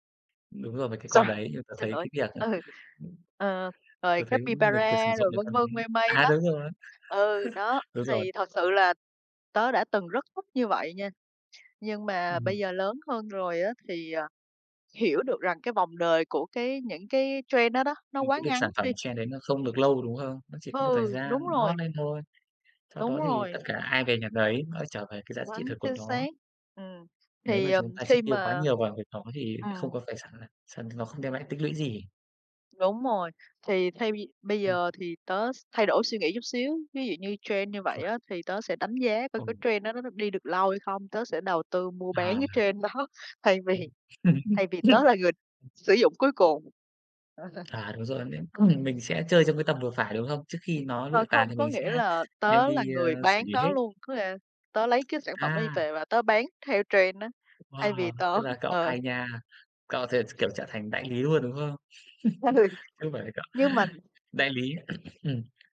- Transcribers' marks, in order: in English: "Sorr"; laughing while speaking: "ừ"; chuckle; in English: "trend"; in English: "trend"; "Quá" said as "goắn"; other background noise; in English: "trend"; in English: "trend"; laughing while speaking: "cái trend đó"; laugh; in English: "trend"; tapping; laugh; in English: "trend"; chuckle; laughing while speaking: "Ừ"; laugh; cough
- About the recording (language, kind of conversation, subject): Vietnamese, unstructured, Làm thế nào để cân bằng giữa việc tiết kiệm và chi tiêu?